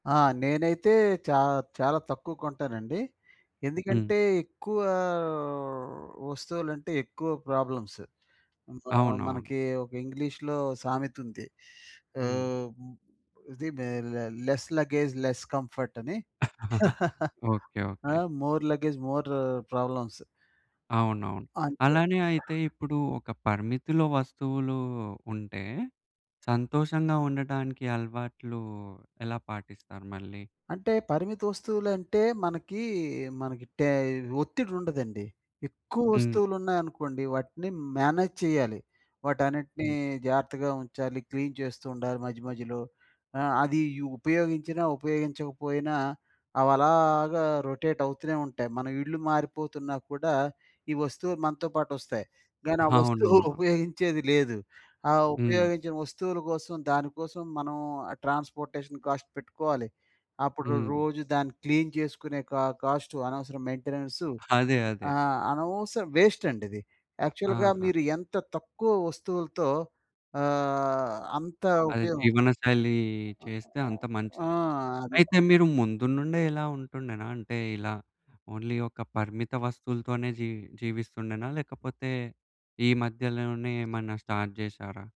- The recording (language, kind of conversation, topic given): Telugu, podcast, పరిమితమైన వస్తువులతో కూడా సంతోషంగా ఉండడానికి మీరు ఏ అలవాట్లు పాటిస్తారు?
- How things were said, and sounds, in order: in English: "ప్రాబ్లమ్స్"; in English: "లెస్ లగేజ్, లెస్ కంఫర్ట్"; laugh; in English: "మోర్ లగేజ్ మోర్ ప్రాబ్లమ్స్"; tapping; other background noise; in English: "మేనేజ్"; in English: "క్లీన్"; in English: "రొటేట్"; in English: "ట్రాన్స్‌పోర్ట్‌షన్ కాస్ట్"; in English: "క్లీన్"; in English: "క కాస్ట్"; in English: "మెయింటెనెన్స్"; in English: "వేస్ట్"; in English: "యాక్చువల్‌గా"; in English: "ఓన్లీ"; in English: "స్టార్ట్"